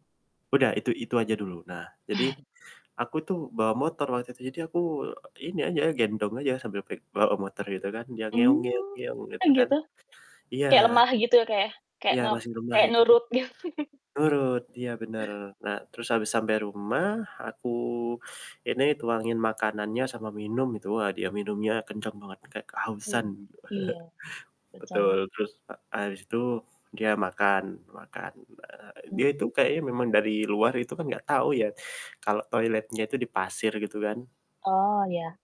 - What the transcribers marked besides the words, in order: static; other noise; laughing while speaking: "git"; chuckle; teeth sucking; chuckle
- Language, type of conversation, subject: Indonesian, unstructured, Bagaimana hewan peliharaan dapat membantu mengurangi rasa kesepian?